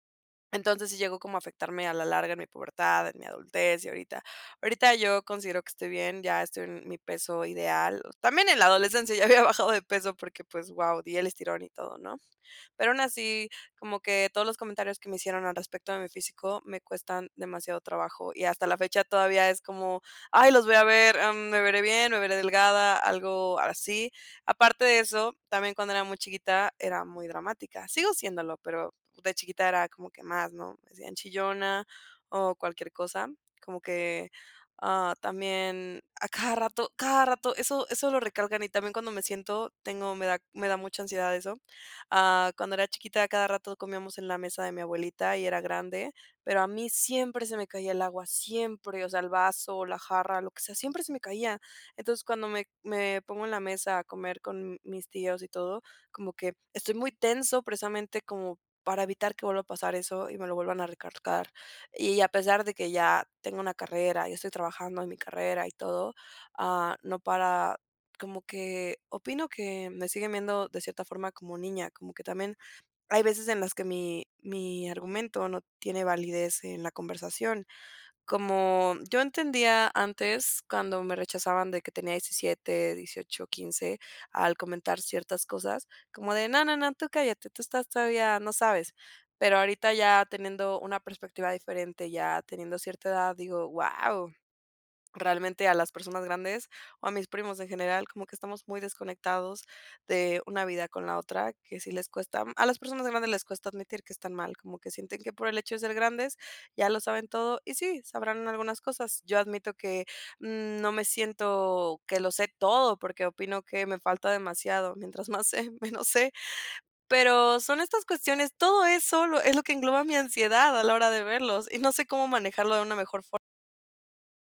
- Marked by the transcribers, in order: none
- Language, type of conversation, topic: Spanish, advice, ¿Cómo manejar la ansiedad antes de una fiesta o celebración?